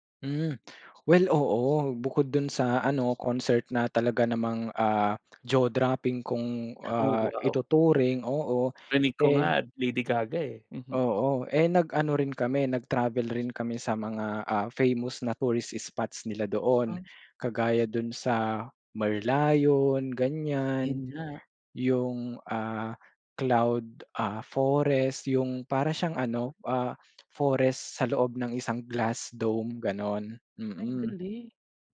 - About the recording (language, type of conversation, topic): Filipino, podcast, Maaari mo bang ikuwento ang paborito mong karanasan sa paglalakbay?
- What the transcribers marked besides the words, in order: other background noise; in English: "glass dome"